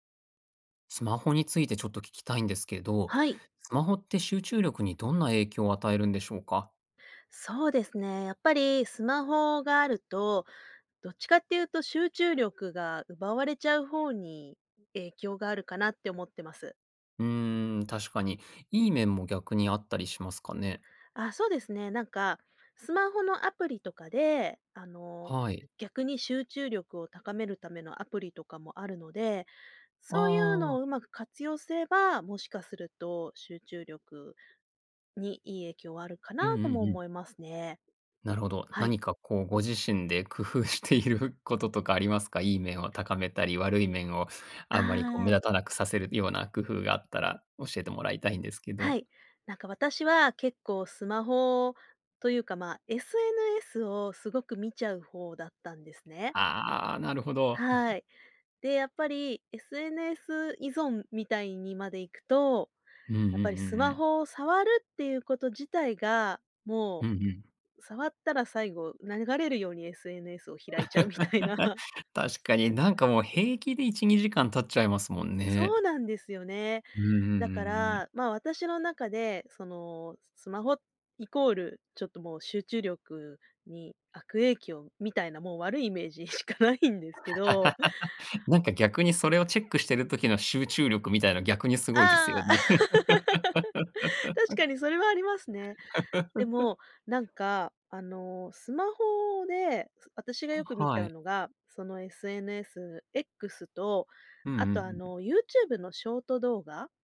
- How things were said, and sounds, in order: laughing while speaking: "工夫している"; chuckle; laugh; laughing while speaking: "みたいな"; laughing while speaking: "しかないんですけど"; laugh; laugh
- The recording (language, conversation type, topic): Japanese, podcast, スマホは集中力にどのような影響を与えますか？